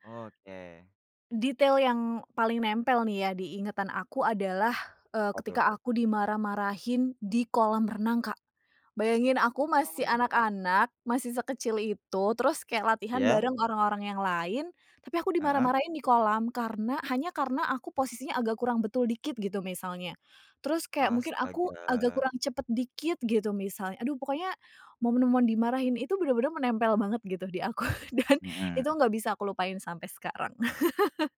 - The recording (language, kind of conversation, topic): Indonesian, podcast, Bisakah kamu menceritakan salah satu pengalaman masa kecil yang tidak pernah kamu lupakan?
- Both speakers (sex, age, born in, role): female, 30-34, Indonesia, guest; male, 20-24, Indonesia, host
- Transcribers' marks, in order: other background noise; chuckle; chuckle